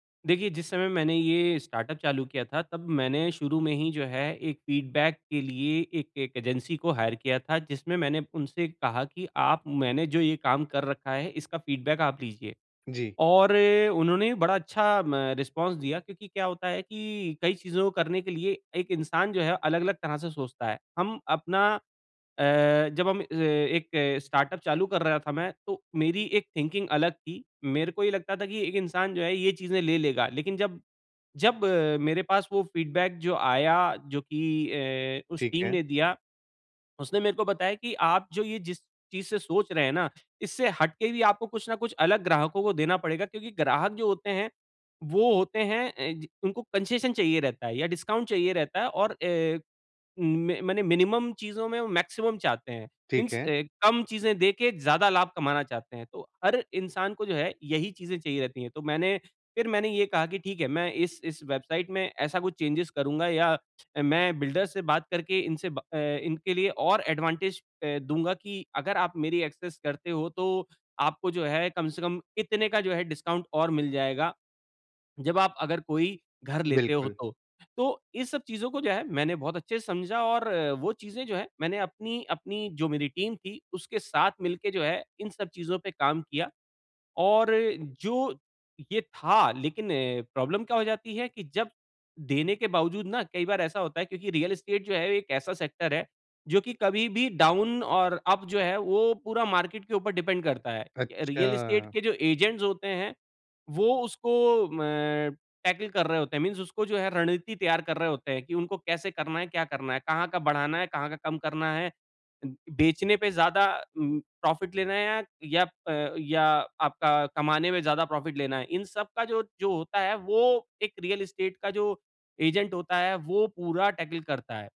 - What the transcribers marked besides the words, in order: in English: "फीडबैक"; in English: "एजेंसी"; in English: "हायर"; in English: "फीडबैक"; in English: "रिस्पॉन्स"; in English: "थिंकिंग"; in English: "फीडबैक"; in English: "टीम"; in English: "कंसेशन"; in English: "डिस्काउंट"; in English: "मिनिमम"; in English: "मैक्सिमम"; in English: "मीन्स"; in English: "चेंजेज"; in English: "बिल्डर"; in English: "एडवांटेज"; in English: "एक्सेस"; in English: "डिस्काउंट"; in English: "टीम"; in English: "प्रॉब्लम"; in English: "सेक्टर"; in English: "डाउन"; in English: "अप"; in English: "मार्केट"; in English: "डिपेंड"; in English: "एजेंट्स"; in English: "टैकल"; in English: "मीन्स"; in English: "प्रॉफिट"; in English: "प्रॉफिट"; in English: "एजेंट"; in English: "टैकल"
- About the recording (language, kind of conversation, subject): Hindi, advice, निराशा और असफलता से उबरना
- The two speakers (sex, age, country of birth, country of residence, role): male, 25-29, India, India, advisor; male, 40-44, India, India, user